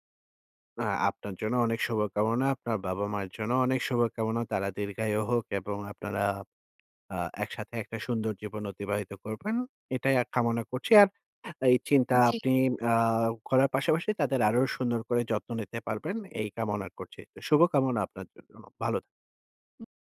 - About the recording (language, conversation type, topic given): Bengali, advice, মা-বাবার বয়স বাড়লে তাদের দেখাশোনা নিয়ে আপনি কীভাবে ভাবছেন?
- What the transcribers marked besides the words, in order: none